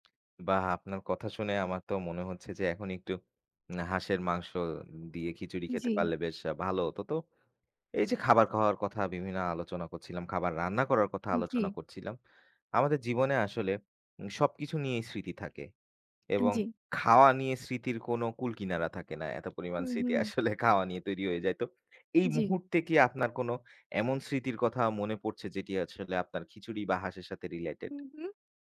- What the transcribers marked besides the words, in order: tapping; laughing while speaking: "আসলে খাওয়া নিয়ে তৈরি হয়ে যায়"; in English: "related?"
- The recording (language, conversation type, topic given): Bengali, unstructured, আপনার প্রিয় রান্না করা খাবার কোনটি?